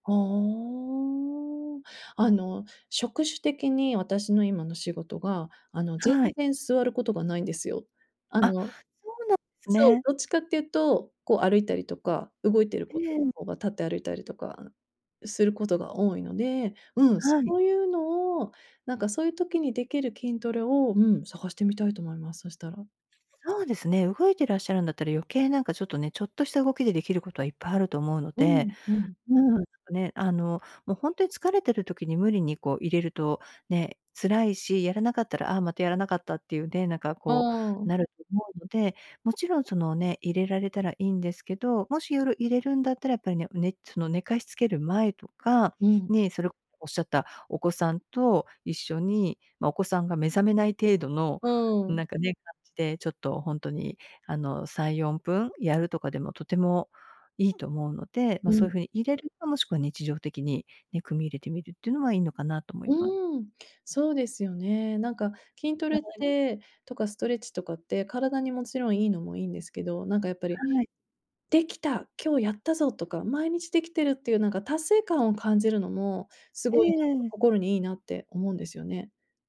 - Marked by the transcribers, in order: drawn out: "はあん"; other background noise
- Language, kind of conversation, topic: Japanese, advice, 小さな習慣を積み重ねて、理想の自分になるにはどう始めればよいですか？